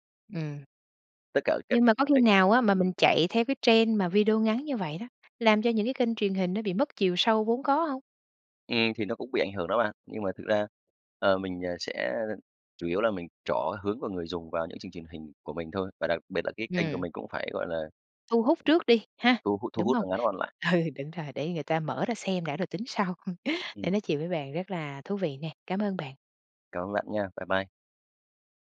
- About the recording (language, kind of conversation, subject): Vietnamese, podcast, Bạn nghĩ mạng xã hội ảnh hưởng thế nào tới truyền hình?
- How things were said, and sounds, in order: tapping; in English: "trend"; other background noise; wind; laughing while speaking: "Ừ"; laugh